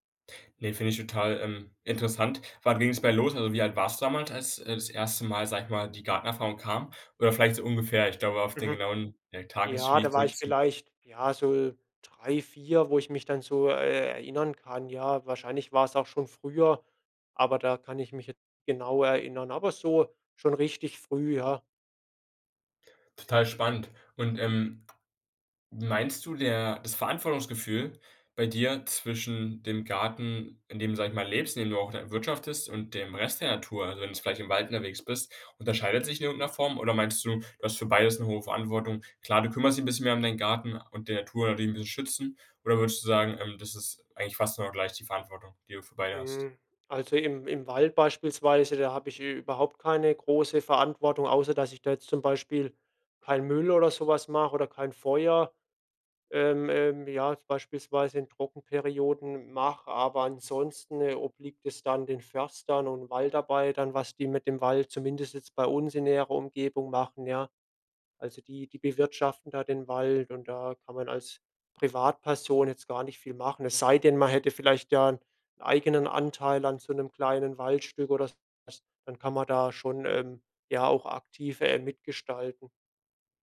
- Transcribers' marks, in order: other background noise
- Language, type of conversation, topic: German, podcast, Was kann uns ein Garten über Verantwortung beibringen?